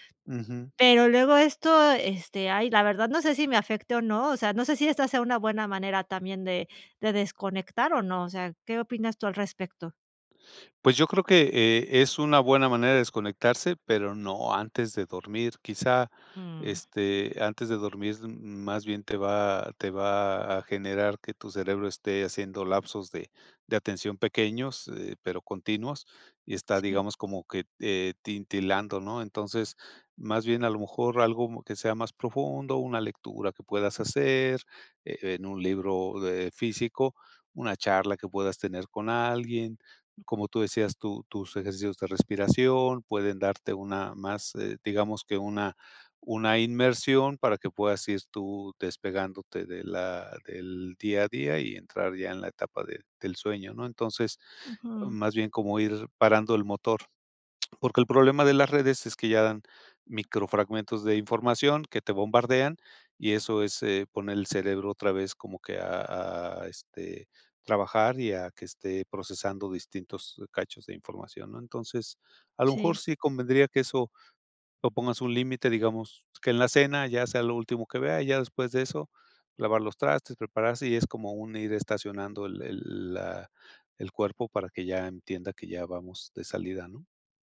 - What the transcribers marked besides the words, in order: "titilando" said as "tintinlando"
- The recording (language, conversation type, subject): Spanish, advice, ¿Por qué me cuesta relajarme y desconectar?